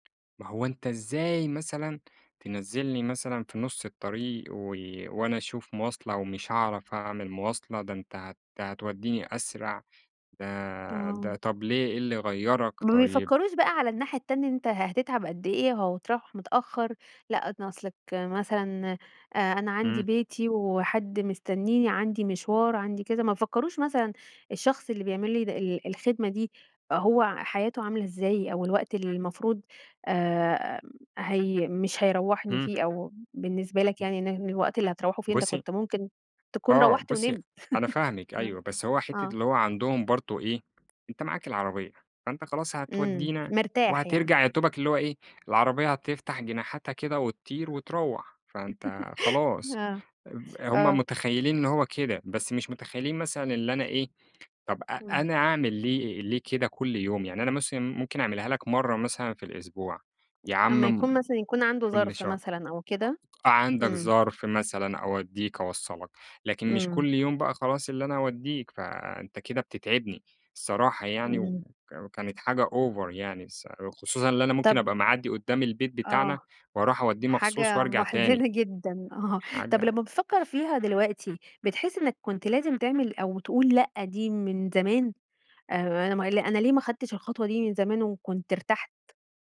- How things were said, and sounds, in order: tapping; unintelligible speech; laugh; laugh; other background noise; in English: "over"; laughing while speaking: "محزنة جدًا، آه"
- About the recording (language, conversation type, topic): Arabic, podcast, إيه التجربة اللي علمتك تقولي «لأ» من غير ما تحسي بالذنب؟